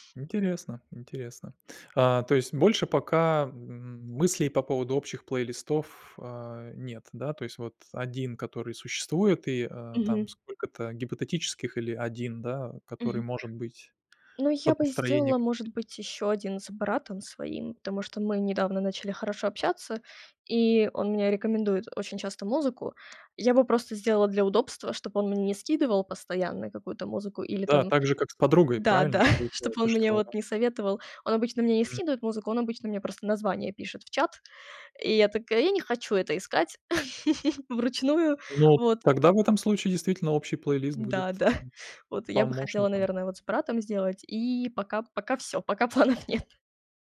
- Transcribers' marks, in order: tapping; chuckle; chuckle; chuckle; laughing while speaking: "пока планов нет"
- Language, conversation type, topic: Russian, podcast, Почему ваш любимый плейлист, который вы ведёте вместе с друзьями, для вас особенный?